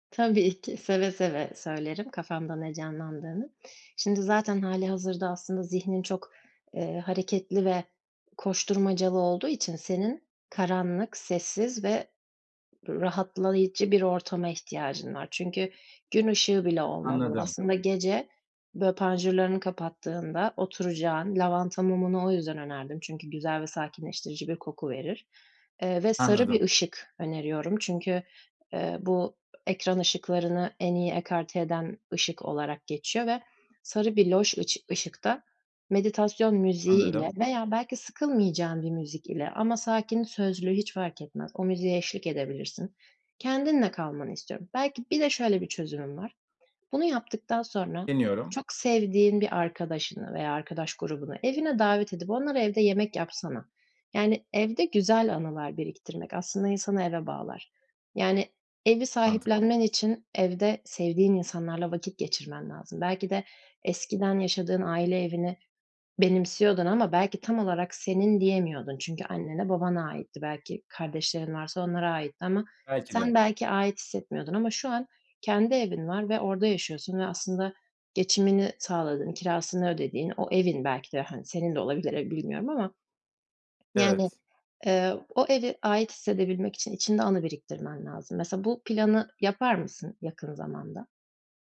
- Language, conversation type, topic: Turkish, advice, Evde dinlenmek ve rahatlamakta neden zorlanıyorum, ne yapabilirim?
- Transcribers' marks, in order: laughing while speaking: "Tabii ki"; other background noise; tapping